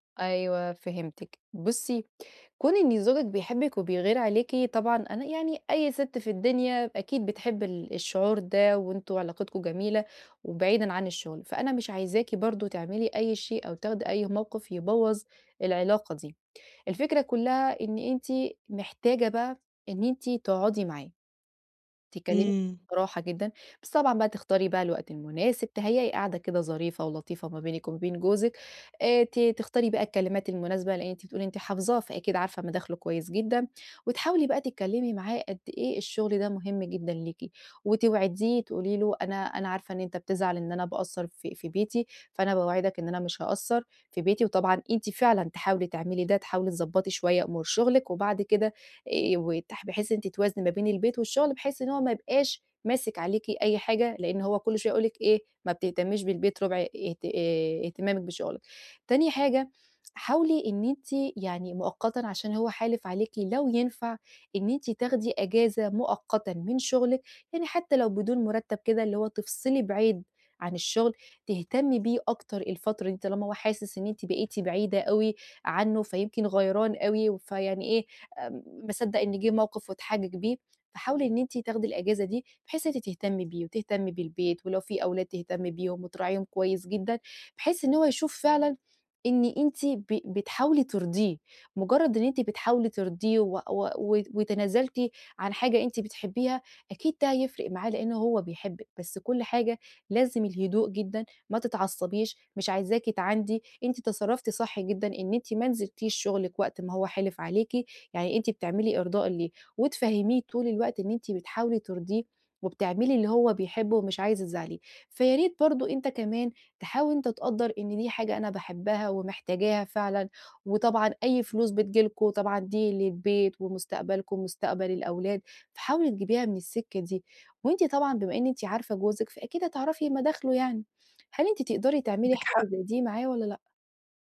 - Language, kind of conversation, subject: Arabic, advice, إزاي أرجّع توازني العاطفي بعد فترات توتر؟
- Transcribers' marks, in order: none